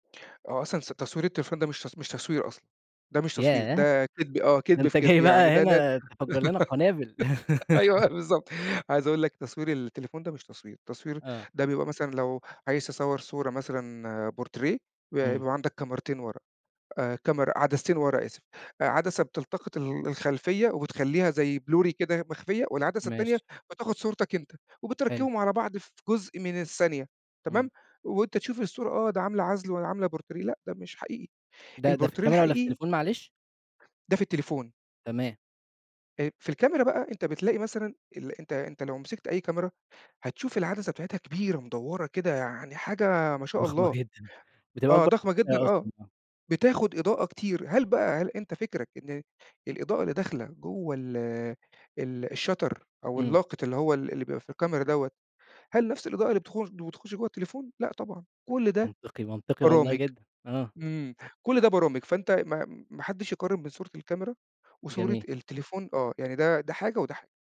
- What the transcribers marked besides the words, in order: laughing while speaking: "جاي"; laugh; laughing while speaking: "أيوه بالضبط"; laugh; in English: "بورتريه"; in English: "بلوري"; in English: "بورتريه"; in English: "البورتريه"; unintelligible speech; in English: "الshutter"
- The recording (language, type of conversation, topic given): Arabic, podcast, إيه هي هوايتك المفضلة وليه؟